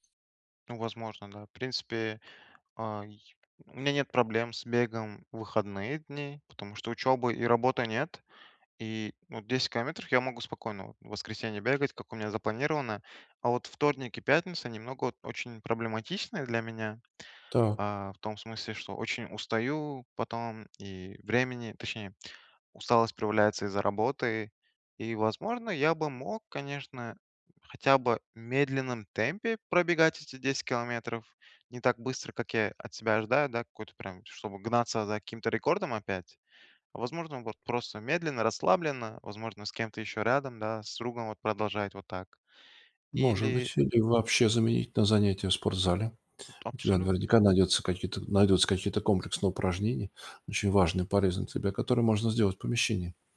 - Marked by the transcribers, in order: tapping
- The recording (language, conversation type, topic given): Russian, advice, Как восстановиться после срыва, не впадая в отчаяние?